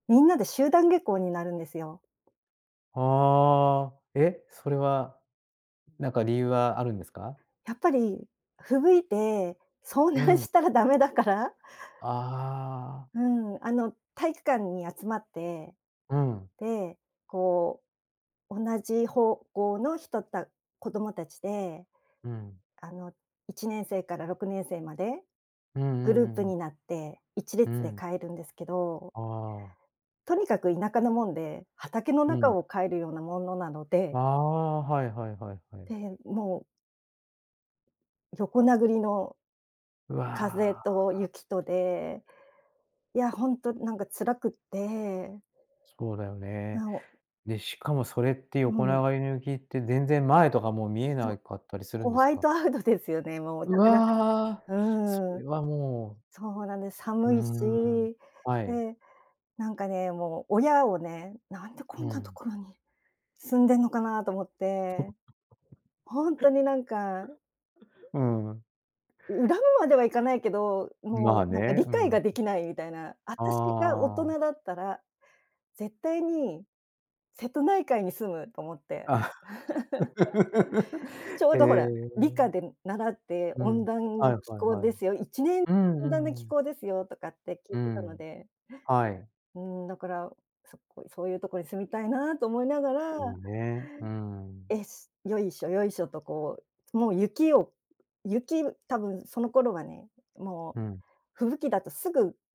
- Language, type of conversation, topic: Japanese, podcast, 子どものころ、自然の中でいちばん印象に残っている思い出を教えてくれますか？
- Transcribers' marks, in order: tapping; other noise; chuckle